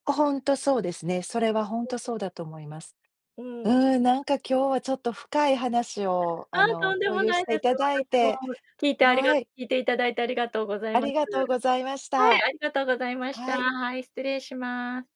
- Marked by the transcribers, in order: unintelligible speech; other background noise
- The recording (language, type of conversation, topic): Japanese, podcast, 誰かの一言で方向がガラッと変わった経験はありますか？